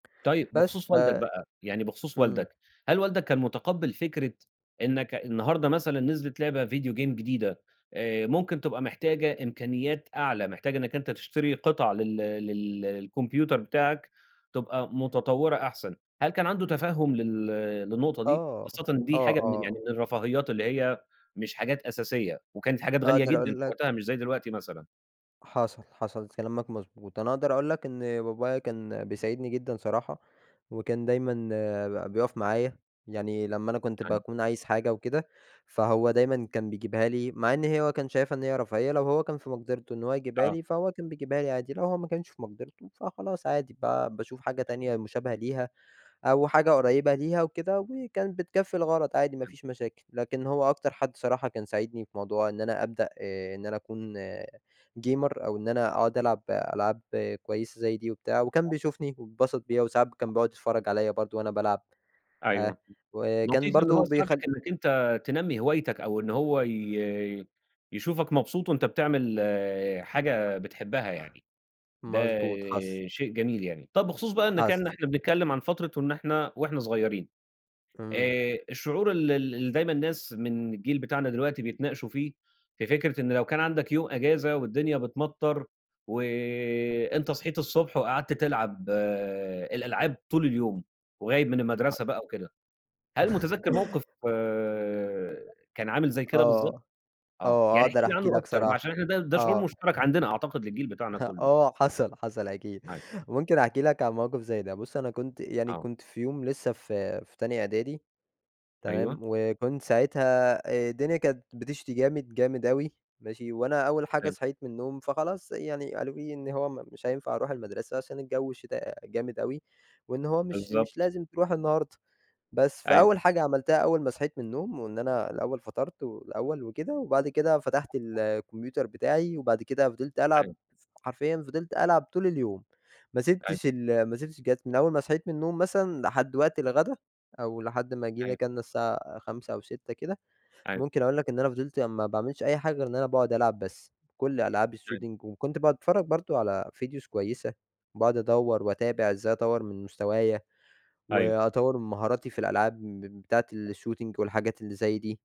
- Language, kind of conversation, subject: Arabic, podcast, إيه أحلى ذكرى عندك مرتبطة بهوايتك؟
- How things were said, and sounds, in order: in English: "video game"; tapping; other background noise; in English: "gamer"; unintelligible speech; unintelligible speech; laugh; laugh; unintelligible speech; unintelligible speech; unintelligible speech; in English: "الshooting"; in English: "videos"; in English: "الshooting"